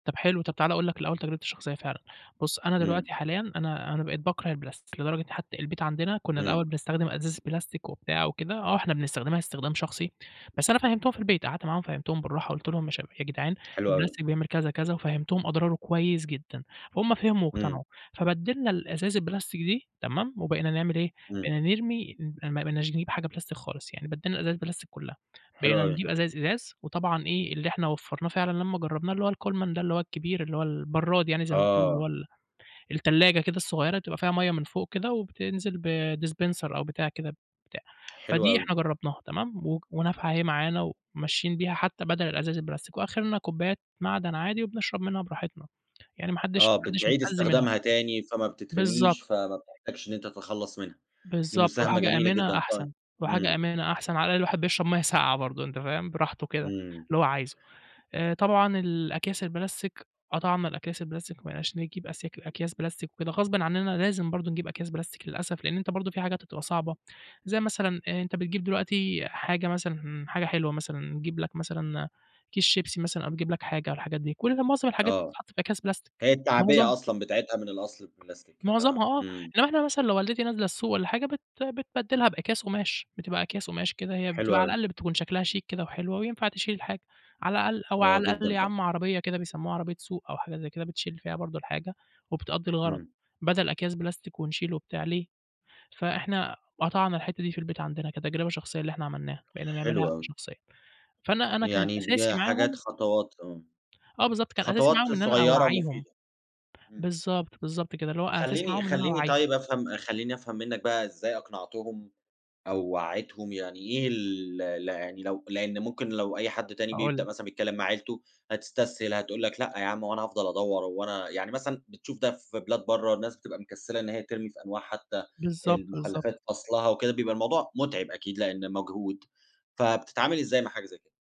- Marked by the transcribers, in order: in English: "dispenser"; tapping
- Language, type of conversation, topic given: Arabic, podcast, إزاي الناس تقدر تقلل استخدام البلاستيك في حياتها؟